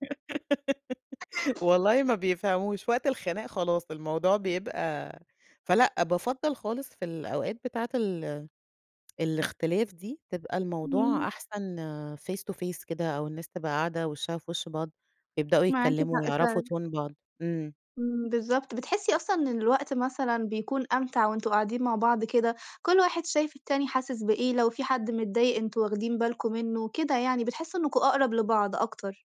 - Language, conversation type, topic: Arabic, podcast, إيه رأيك: قعدات أهل الحي أحلى ولا الدردشة على واتساب، وليه؟
- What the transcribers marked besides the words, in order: giggle; in English: "face to face"; in English: "Tone"